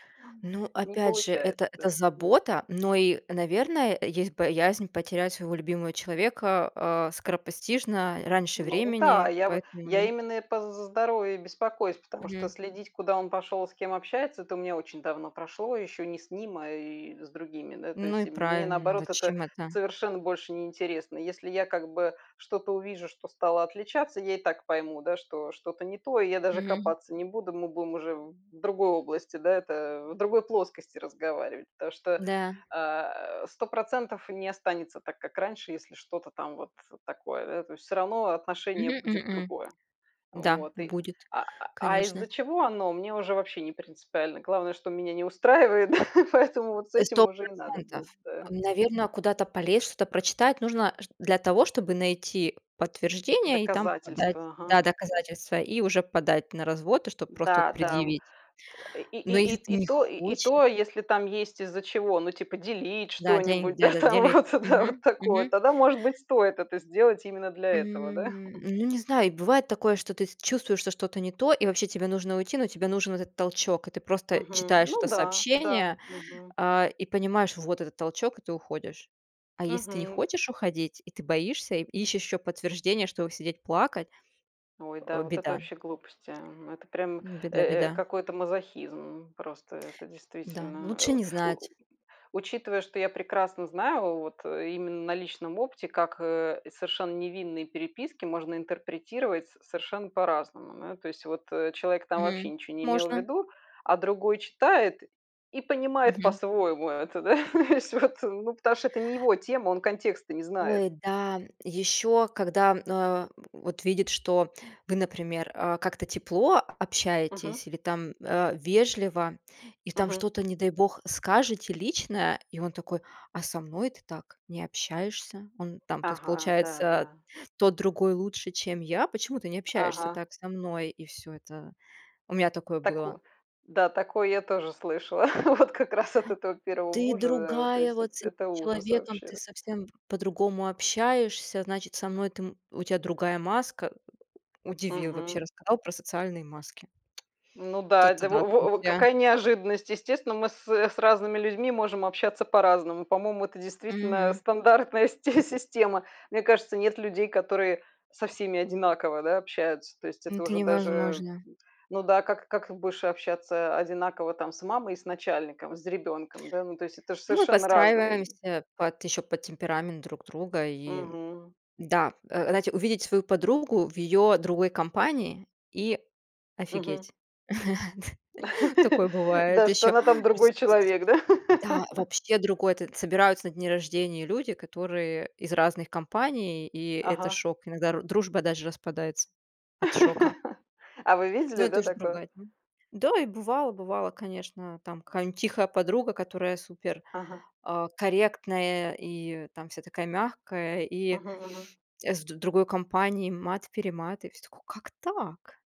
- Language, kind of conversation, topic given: Russian, unstructured, Как ты относишься к контролю в отношениях?
- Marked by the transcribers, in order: tapping; other background noise; laugh; laughing while speaking: "там вот это вот такое"; chuckle; laughing while speaking: "о есть вот"; chuckle; other noise; chuckle; laugh; chuckle